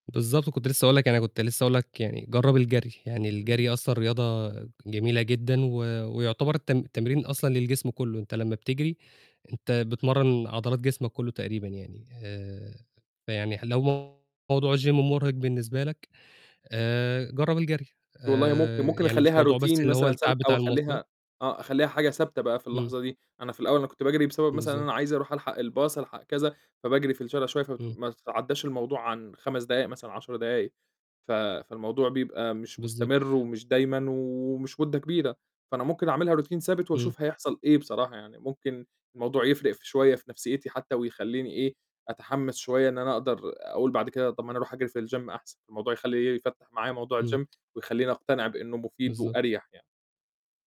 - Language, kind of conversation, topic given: Arabic, advice, إزاي أبدأ روتين تمارين وأكمل فيه من غير ما أستسلم بعد كام يوم؟
- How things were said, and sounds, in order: tapping; distorted speech; in English: "الGym"; in English: "Routine"; in English: "Routine"; in English: "الGym"; in English: "الGym"